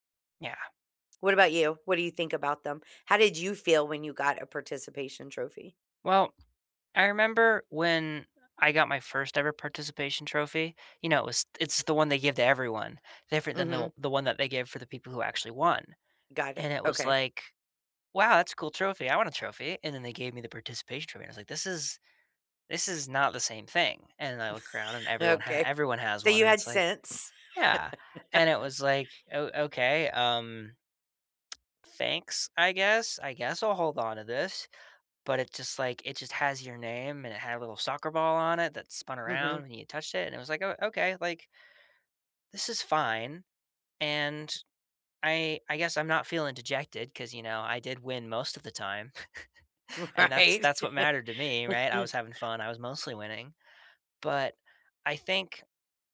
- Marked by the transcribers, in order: other background noise; chuckle; laughing while speaking: "Okay"; laugh; chuckle; laughing while speaking: "Right"; laugh
- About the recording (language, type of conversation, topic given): English, unstructured, How can you convince someone that failure is part of learning?